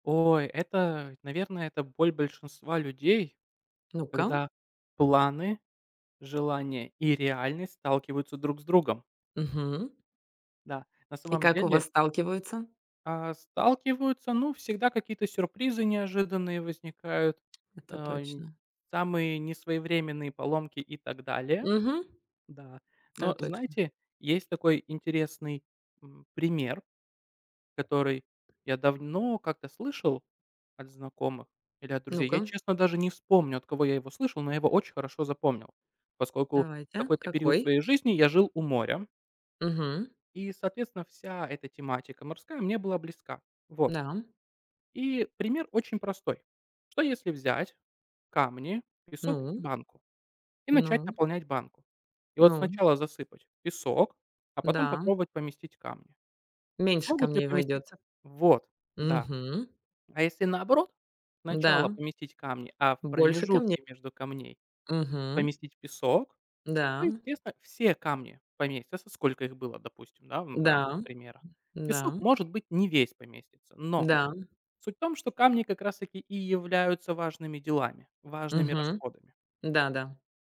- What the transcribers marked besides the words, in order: tapping; other background noise
- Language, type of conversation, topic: Russian, unstructured, Как вы обычно планируете личный бюджет?